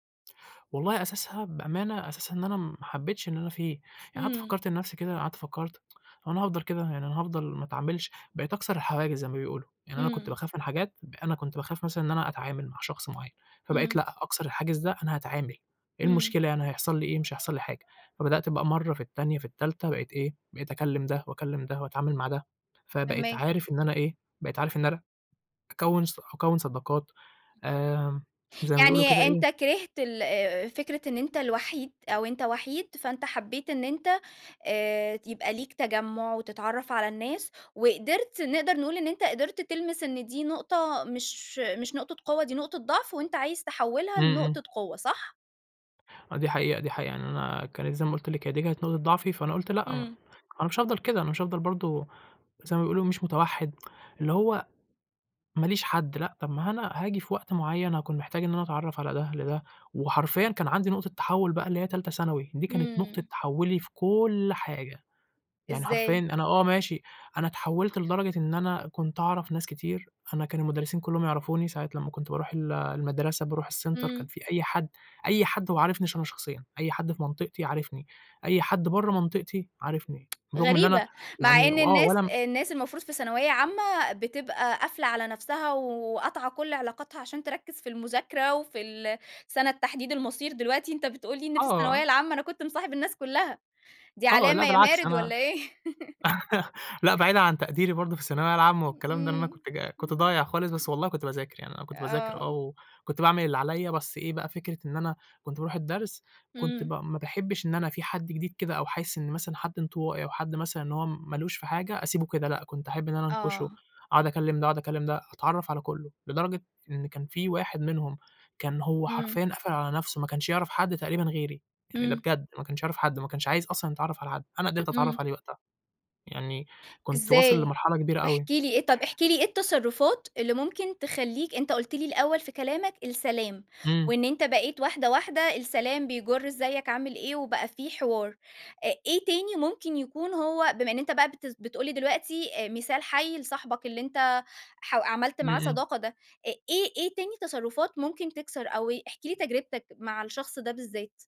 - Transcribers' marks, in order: tsk; other background noise; tapping; in English: "الCenter"; laugh
- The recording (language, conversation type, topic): Arabic, podcast, إزاي بتكوّن صداقات جديدة في منطقتك؟